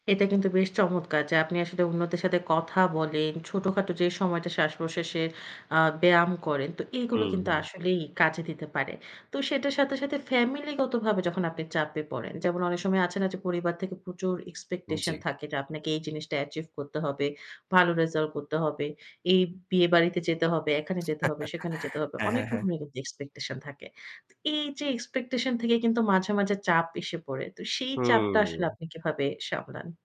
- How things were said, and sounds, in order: static; chuckle; other background noise
- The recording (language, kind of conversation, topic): Bengali, podcast, স্ট্রেস কমাতে আপনি সাধারণত কী করেন?